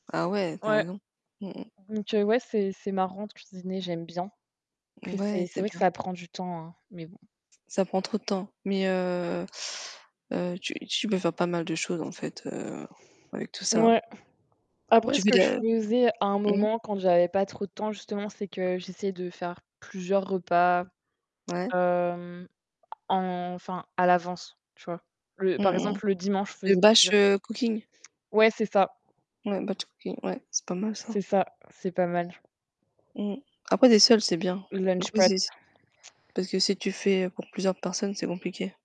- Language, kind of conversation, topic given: French, unstructured, Quelle est votre méthode préférée pour rester motivé face aux défis ?
- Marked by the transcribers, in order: tapping; stressed: "bien"; other background noise; static; in English: "cooking"; put-on voice: "Lunch prep"